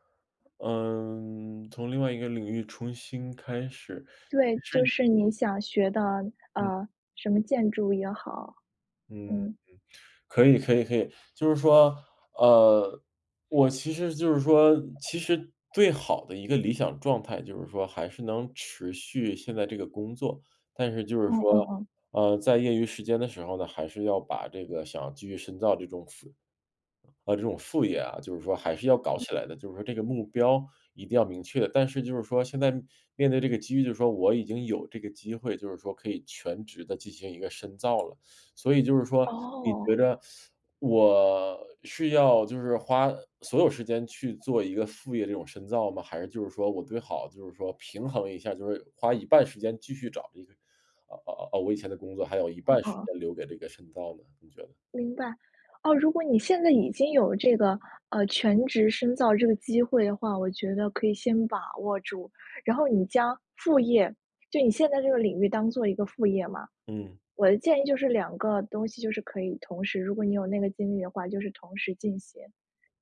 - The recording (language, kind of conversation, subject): Chinese, advice, 我该选择进修深造还是继续工作？
- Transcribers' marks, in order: other background noise; teeth sucking